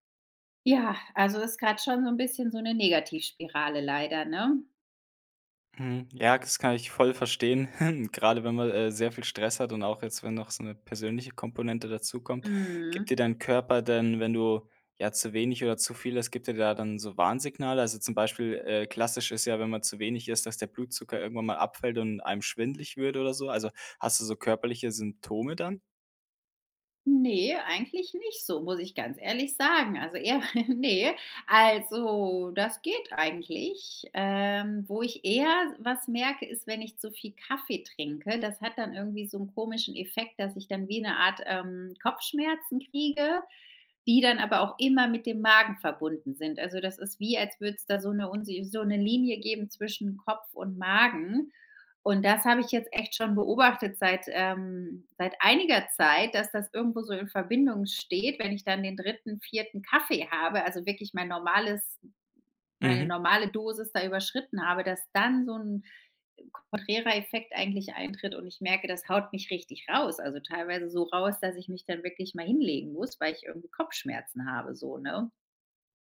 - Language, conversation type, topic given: German, advice, Wie kann ich meine Essgewohnheiten und meinen Koffeinkonsum unter Stress besser kontrollieren?
- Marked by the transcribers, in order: chuckle; chuckle; other background noise